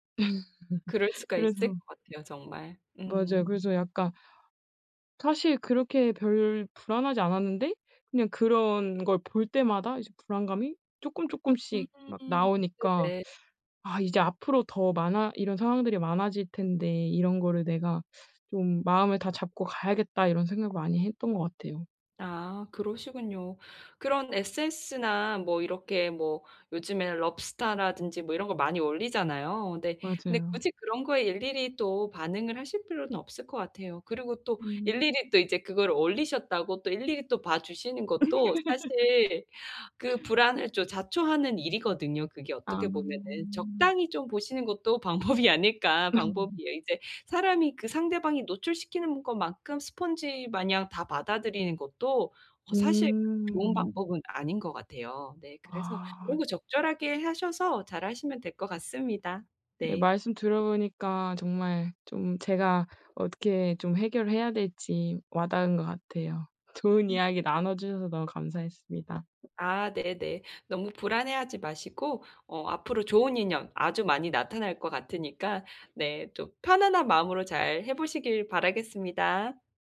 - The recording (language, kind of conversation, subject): Korean, advice, 또래와 비교해서 불안할 때 마음을 안정시키는 방법은 무엇인가요?
- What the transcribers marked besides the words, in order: laugh; teeth sucking; other background noise; teeth sucking; laugh; drawn out: "아"; laughing while speaking: "방법이 아닐까"; laughing while speaking: "음"; drawn out: "음"; drawn out: "아"; unintelligible speech